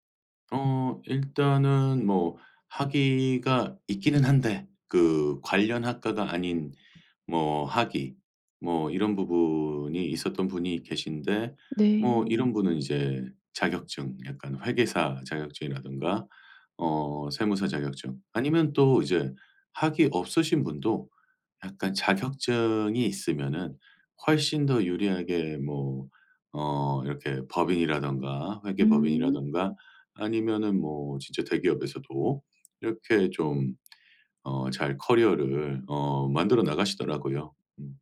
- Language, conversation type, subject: Korean, podcast, 학위 없이 배움만으로 커리어를 바꿀 수 있을까요?
- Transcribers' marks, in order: other background noise